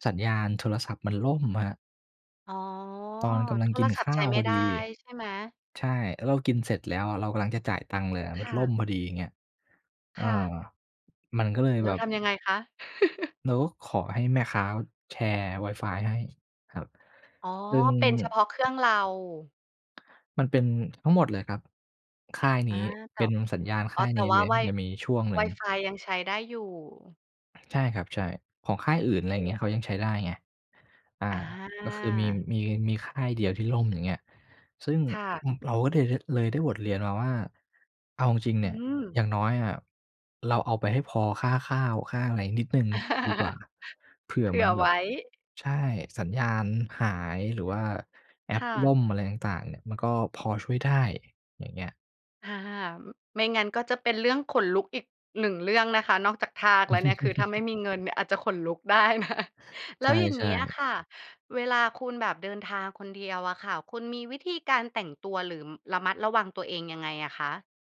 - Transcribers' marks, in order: chuckle; tapping; laugh; laugh; laughing while speaking: "ได้นะ"
- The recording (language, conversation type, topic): Thai, podcast, เคยเดินทางคนเดียวแล้วเป็นยังไงบ้าง?
- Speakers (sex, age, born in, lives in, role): female, 35-39, Thailand, Thailand, host; male, 25-29, Thailand, Thailand, guest